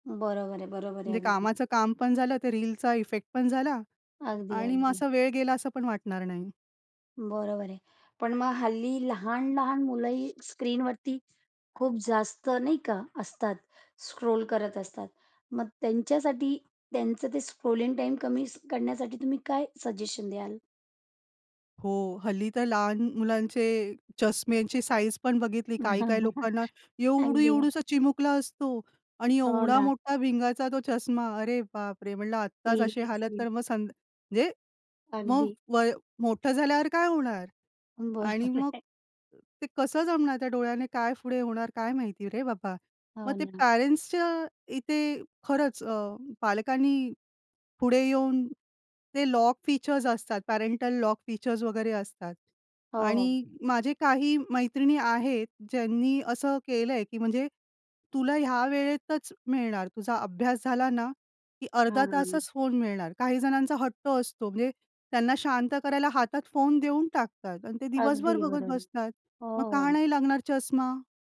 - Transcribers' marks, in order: in English: "रीलचा इफेक्ट"; in English: "स्क्रीनवरती"; in English: "स्क्रोल"; in English: "स्क्रोलिंग टाईम"; other background noise; in English: "सजेशन"; in English: "साइझ"; chuckle; surprised: "एवढू एवढूसा चिमुकला असतो आणि … झाल्यावर काय होणार?"; in English: "सिरिअसली"; laughing while speaking: "बरोबर आहे"; in English: "पेरेंट्सच्या"; in English: "लॉक फीचर्स"; in English: "पॅरेंटल लॉक फीचर्स"
- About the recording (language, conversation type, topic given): Marathi, podcast, वेळ नकळत निघून जातो असे वाटते तशी सततची चाळवाचाळवी थांबवण्यासाठी तुम्ही काय कराल?